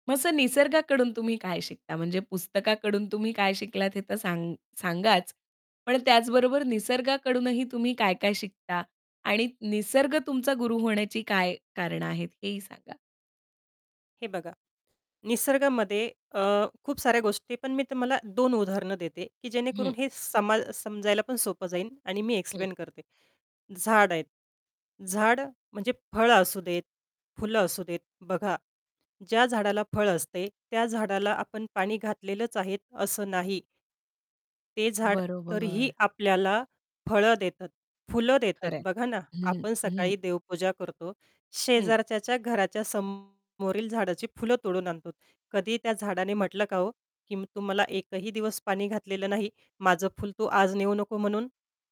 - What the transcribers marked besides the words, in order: other background noise; distorted speech; static; in English: "एक्सप्लेन"
- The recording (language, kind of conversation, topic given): Marathi, podcast, तुझ्या आयुष्यातला सर्वात प्रभावी गुरु कोण होता आणि का?